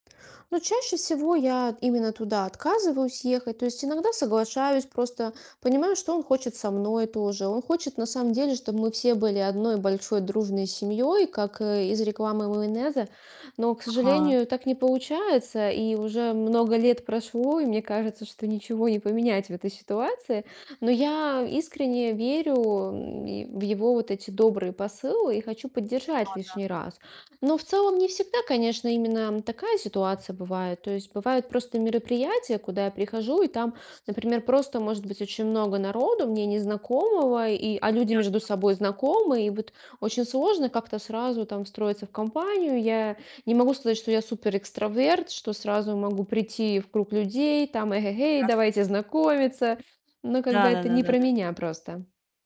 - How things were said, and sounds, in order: mechanical hum; distorted speech
- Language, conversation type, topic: Russian, advice, Как перестать чувствовать неловкость на вечеринках и праздничных мероприятиях?